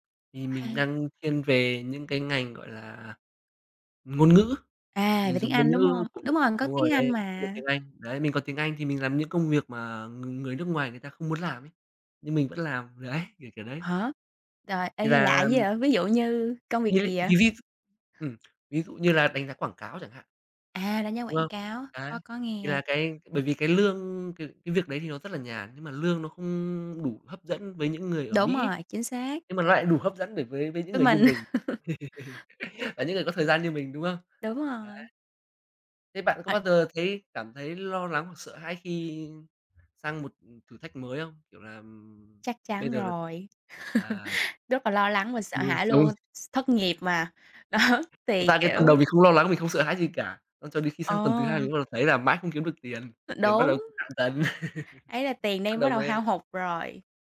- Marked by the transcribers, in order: tapping; unintelligible speech; other background noise; chuckle; chuckle; unintelligible speech; laughing while speaking: "Đó"; unintelligible speech; unintelligible speech; chuckle
- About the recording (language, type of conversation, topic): Vietnamese, unstructured, Bạn muốn thử thách bản thân như thế nào trong tương lai?